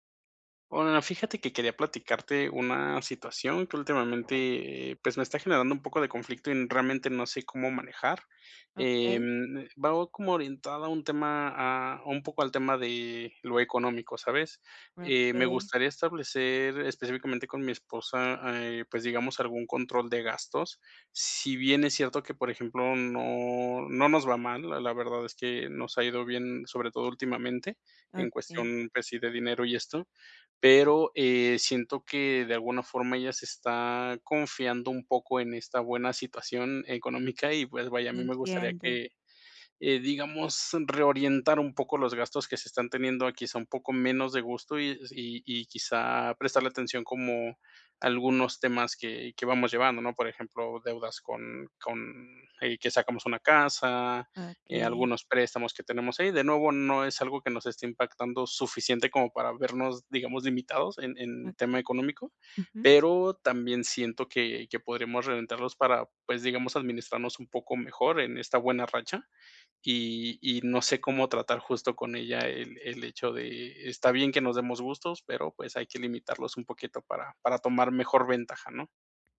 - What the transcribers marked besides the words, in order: tapping
- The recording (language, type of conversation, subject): Spanish, advice, ¿Cómo puedo establecer límites económicos sin generar conflicto?